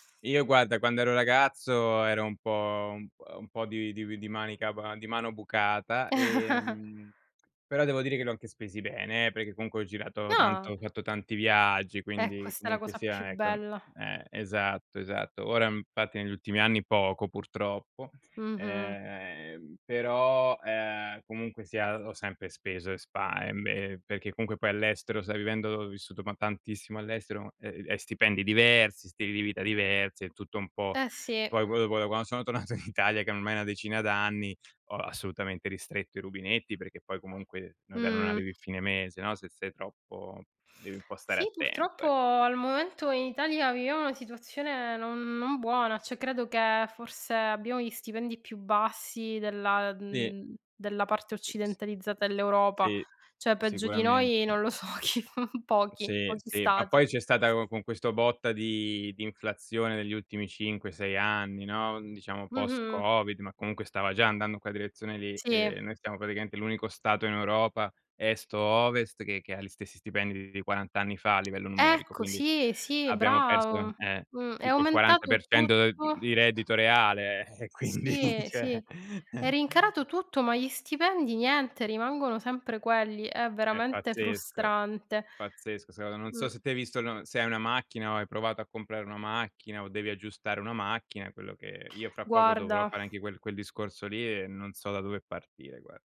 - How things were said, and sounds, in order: chuckle; tapping; other noise; "quando" said as "quan"; laughing while speaking: "tornato in Italia"; "Cioè" said as "ceh"; "Cioè" said as "ceh"; laughing while speaking: "so chi f"; laughing while speaking: "eh, e quindi, ceh"; "cioè" said as "ceh"; laugh; "pazzesco" said as "pazzesc"
- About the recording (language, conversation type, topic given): Italian, unstructured, Come gestisci il tuo budget mensile?